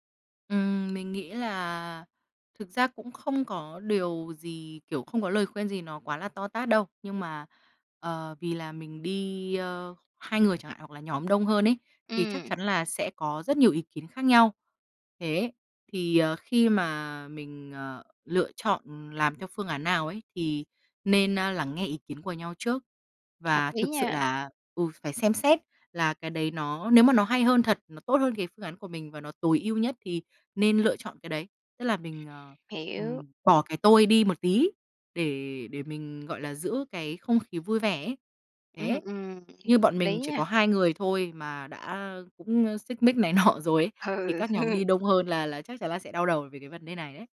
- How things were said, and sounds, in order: tapping; other background noise; laughing while speaking: "nọ"; laughing while speaking: "Ừ, ừ"
- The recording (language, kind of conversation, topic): Vietnamese, podcast, Bạn có kỷ niệm nào khi đi xem hòa nhạc cùng bạn thân không?